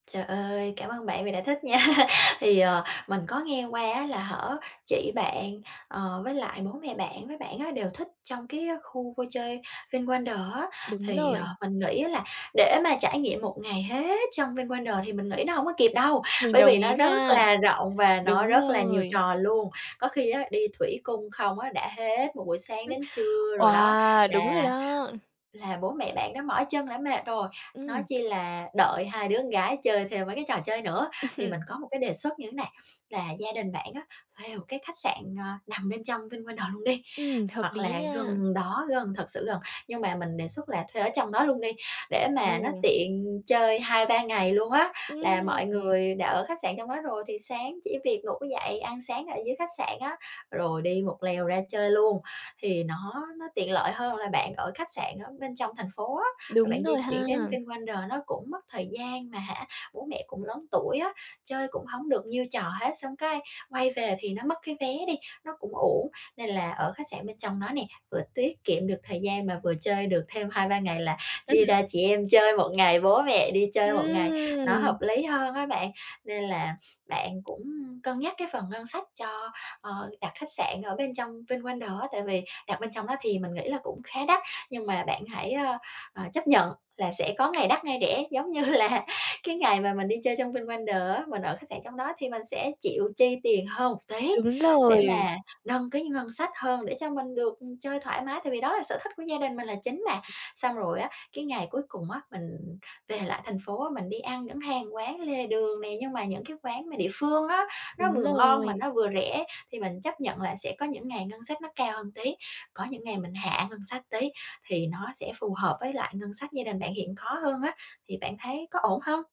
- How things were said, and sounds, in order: laughing while speaking: "nha"; tapping; other background noise; unintelligible speech; laugh; unintelligible speech; laugh; laughing while speaking: "Giống như là"
- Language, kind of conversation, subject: Vietnamese, advice, Làm sao để quản lý ngân sách hiệu quả khi đi du lịch?